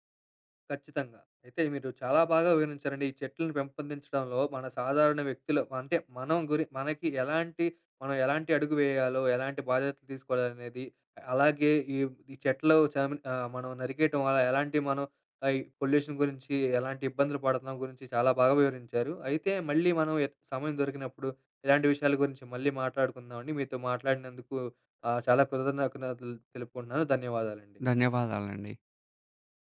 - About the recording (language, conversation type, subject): Telugu, podcast, చెట్లను పెంపొందించడంలో సాధారణ ప్రజలు ఎలా సహాయం చేయగలరు?
- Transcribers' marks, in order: in English: "పొల్యూషన్"; "కృతజ్ఞతలు" said as "కృతజ్ఞజ్ఞతలు"